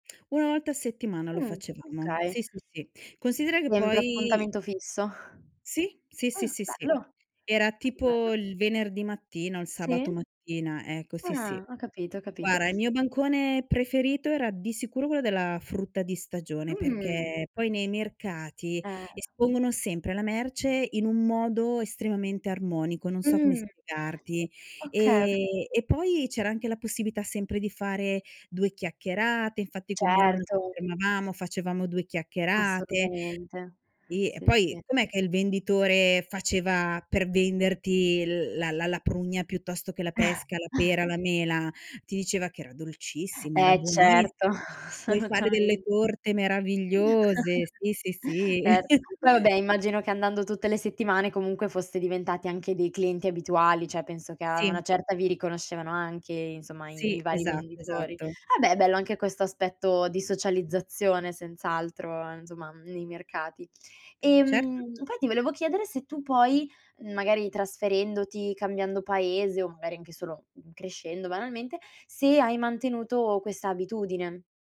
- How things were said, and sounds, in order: exhale; "Guarda" said as "guara"; chuckle; chuckle; laughing while speaking: "assolutamen"; chuckle; "Certo" said as "erto"; chuckle; "cioè" said as "ceh"; "Vabbè" said as "abè"
- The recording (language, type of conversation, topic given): Italian, podcast, Com’è stata la tua esperienza con i mercati locali?
- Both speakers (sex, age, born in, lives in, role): female, 20-24, Italy, Italy, host; female, 45-49, Italy, Italy, guest